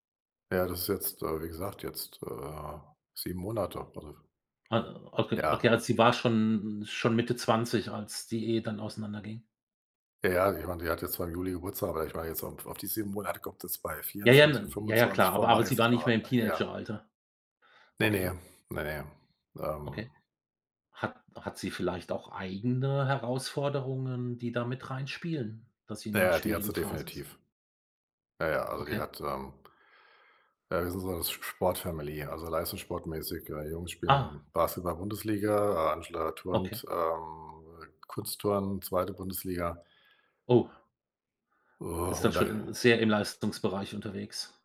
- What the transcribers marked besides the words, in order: unintelligible speech; surprised: "Oh"
- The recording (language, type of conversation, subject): German, advice, Wie kann ich die Kommunikation mit meinem Teenager verbessern, wenn es ständig zu Konflikten kommt?